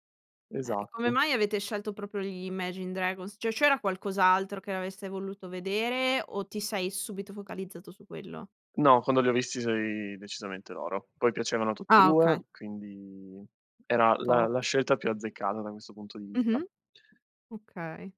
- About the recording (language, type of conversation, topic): Italian, podcast, Qual è stato il primo concerto a cui sei andato?
- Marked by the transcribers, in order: "proprio" said as "propo"; "Cioè" said as "Ceh"; other background noise; in English: "Top"